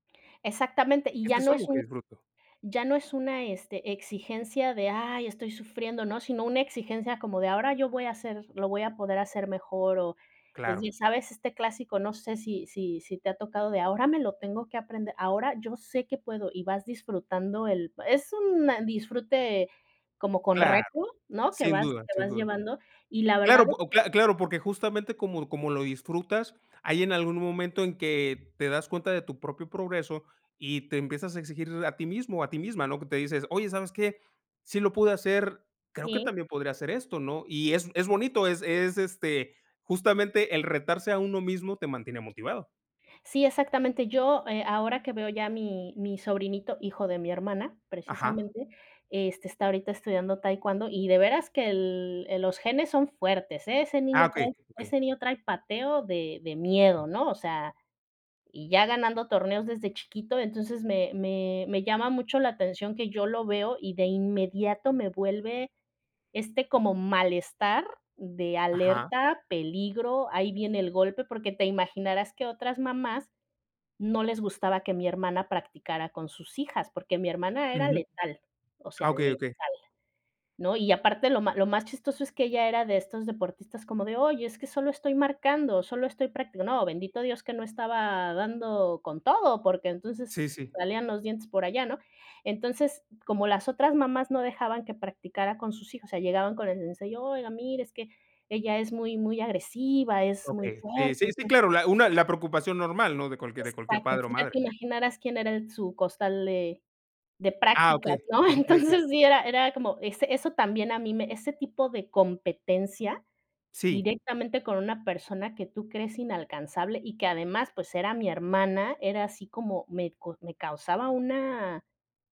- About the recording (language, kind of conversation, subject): Spanish, unstructured, ¿Qué recomendarías a alguien que quiere empezar a hacer ejercicio?
- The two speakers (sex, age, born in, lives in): female, 40-44, Mexico, Mexico; male, 40-44, Mexico, Mexico
- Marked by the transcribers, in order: tapping; laughing while speaking: "Okey"; laughing while speaking: "Entonces, sí"